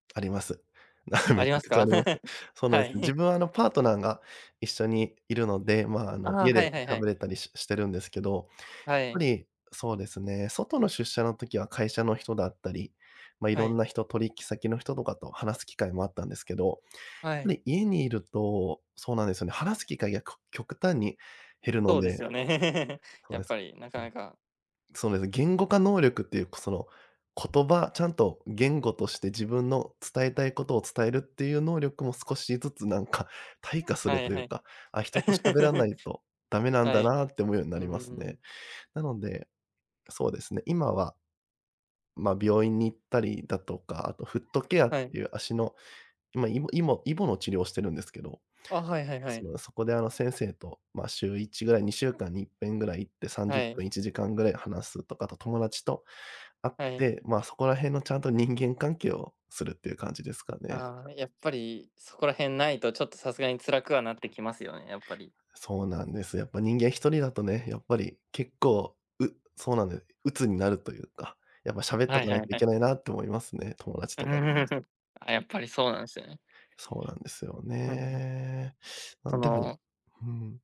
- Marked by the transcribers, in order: scoff; laughing while speaking: "めちゃくちゃあります"; chuckle; chuckle; chuckle; other background noise; chuckle; tapping
- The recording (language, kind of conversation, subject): Japanese, podcast, 理想の働き方とは、どのような働き方だと思いますか？